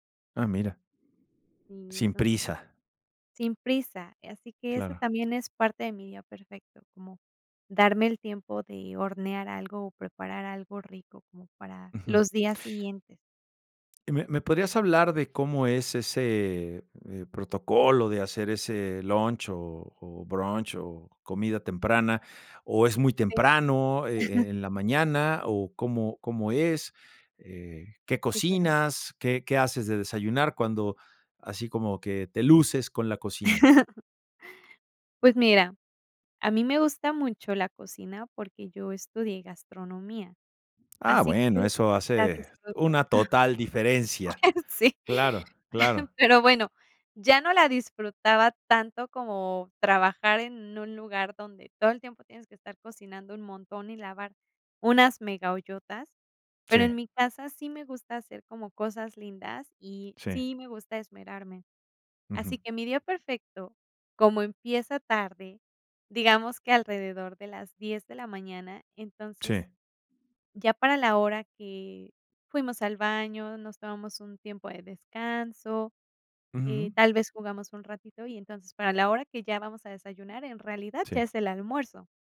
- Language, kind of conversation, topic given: Spanish, podcast, ¿Cómo sería tu día perfecto en casa durante un fin de semana?
- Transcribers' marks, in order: unintelligible speech; chuckle; chuckle; tapping; chuckle